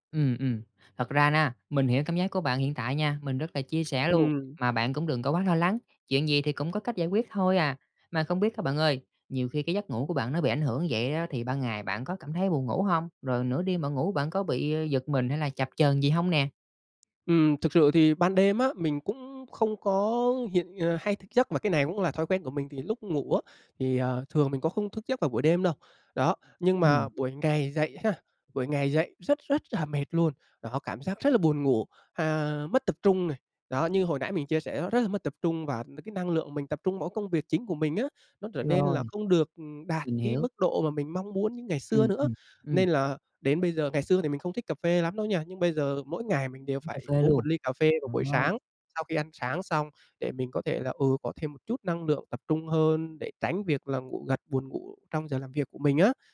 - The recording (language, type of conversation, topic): Vietnamese, advice, Vì sao tôi thường thức dậy vẫn mệt mỏi dù đã ngủ đủ giấc?
- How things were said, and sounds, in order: tapping; other background noise